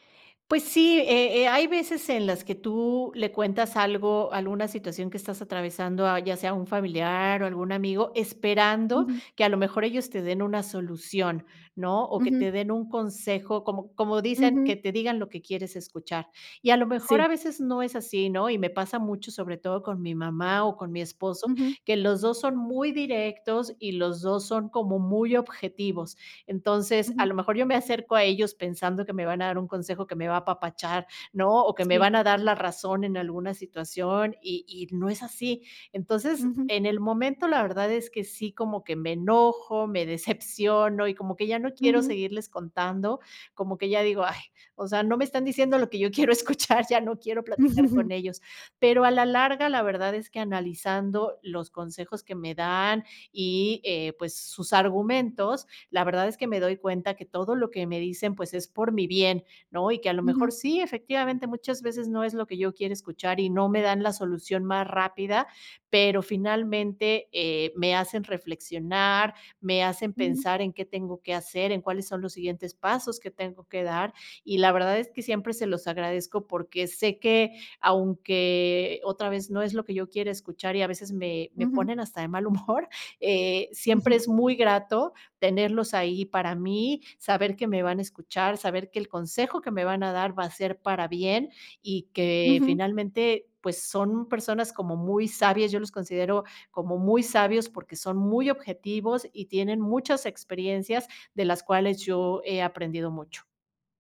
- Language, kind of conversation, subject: Spanish, podcast, ¿Qué rol juegan tus amigos y tu familia en tu tranquilidad?
- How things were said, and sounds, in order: laughing while speaking: "quiero escuchar"; chuckle; laughing while speaking: "humor"